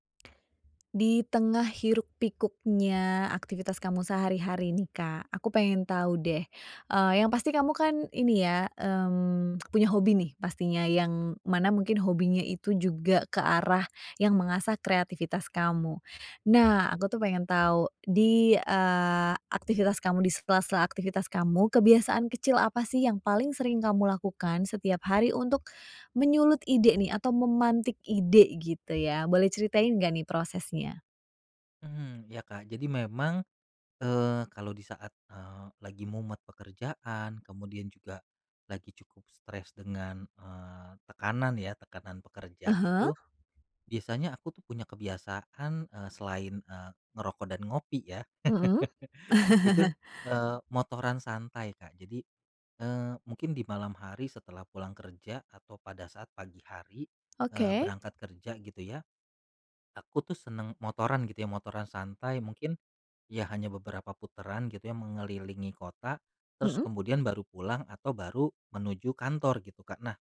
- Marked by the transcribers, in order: tapping; tsk; other background noise; chuckle
- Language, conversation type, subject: Indonesian, podcast, Kebiasaan kecil apa yang membantu kreativitas kamu?